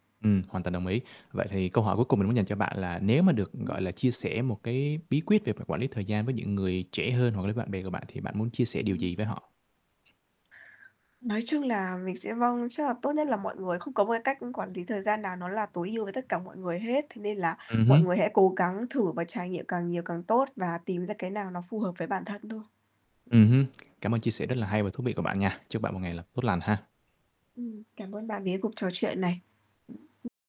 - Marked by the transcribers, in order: tapping; distorted speech; static; other background noise
- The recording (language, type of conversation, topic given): Vietnamese, podcast, Bí quyết quản lý thời gian khi học của bạn là gì?